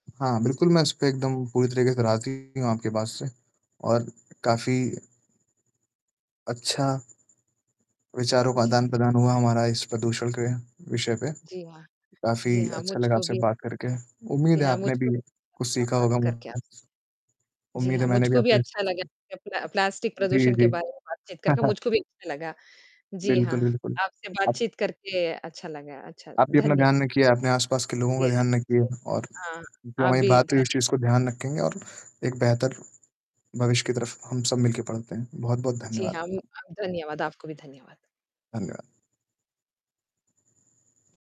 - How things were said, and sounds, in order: mechanical hum; other noise; distorted speech; unintelligible speech; chuckle; tapping; unintelligible speech
- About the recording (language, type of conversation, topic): Hindi, unstructured, प्लास्टिक प्रदूषण कम करने के लिए हम क्या कर सकते हैं?